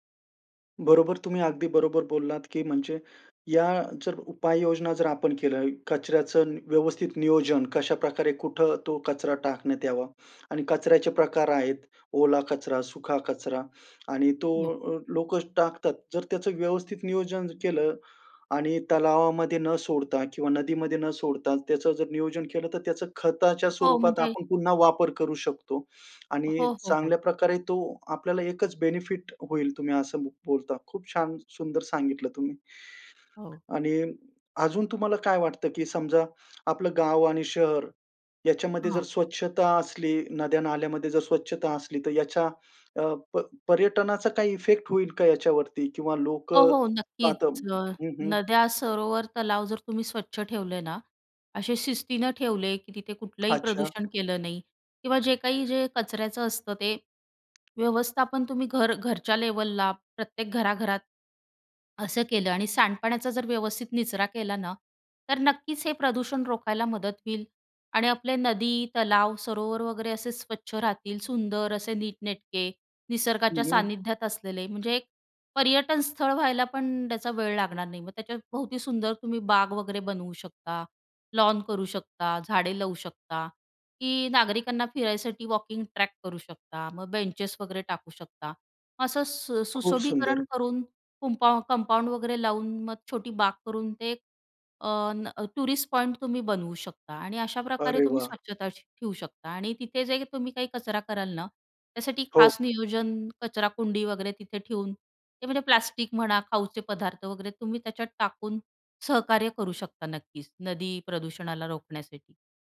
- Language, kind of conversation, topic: Marathi, podcast, आमच्या शहरातील नद्या आणि तलाव आपण स्वच्छ कसे ठेवू शकतो?
- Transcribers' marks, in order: in English: "बेनिफिट"; other background noise; in English: "इफेक्ट"; in English: "लेव्हलला"; in English: "लॉन"; in English: "वॉकिंग ट्रॅक"; in English: "बेंचेस"; in English: "कंपाऊंड"; in English: "टुरिस्ट पॉइंट"